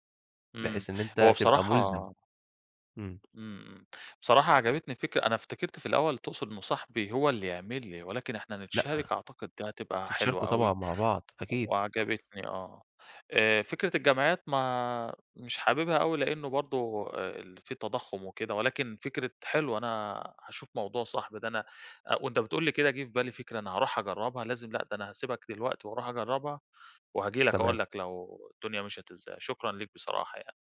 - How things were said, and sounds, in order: tapping
- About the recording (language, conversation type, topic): Arabic, advice, إزاي أتعامل مع خوفي إني مايبقاش عندي مدخرات كفاية وقت التقاعد؟